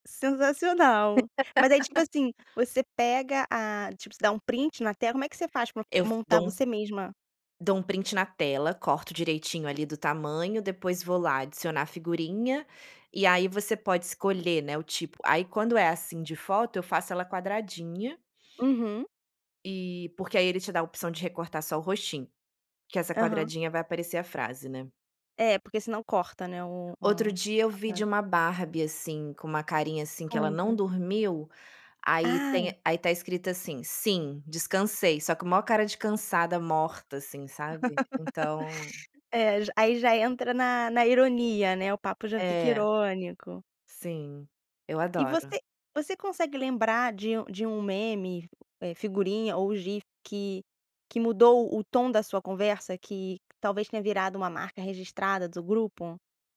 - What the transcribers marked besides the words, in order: laugh; in English: "print"; other background noise; in English: "print"; tapping; laugh
- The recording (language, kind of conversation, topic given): Portuguese, podcast, Que papel os memes têm nas suas conversas digitais?